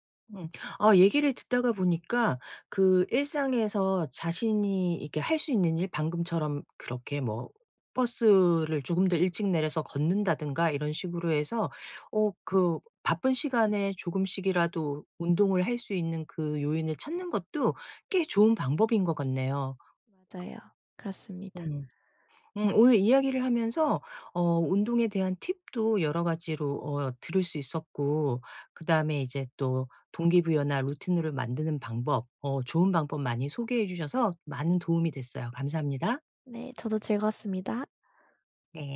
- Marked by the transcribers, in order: other background noise
- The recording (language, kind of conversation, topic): Korean, podcast, 일상에서 운동을 자연스럽게 습관으로 만드는 팁이 있을까요?